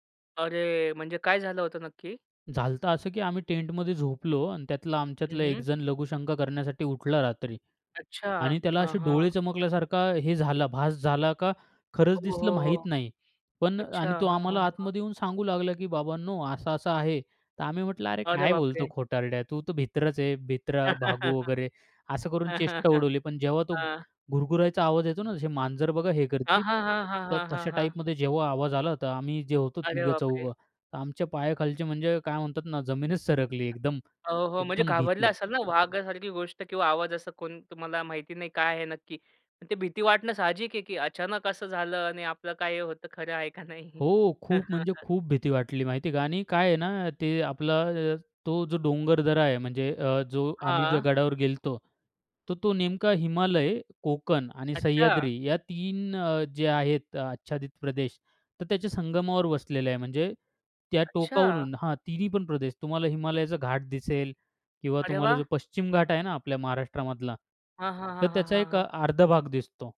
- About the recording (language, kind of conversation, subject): Marathi, podcast, साहसी छंद—उदा. ट्रेकिंग—तुम्हाला का आकर्षित करतात?
- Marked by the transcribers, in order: in English: "टेंटमध्ये"; tapping; laugh; other background noise; laughing while speaking: "नाही"; laugh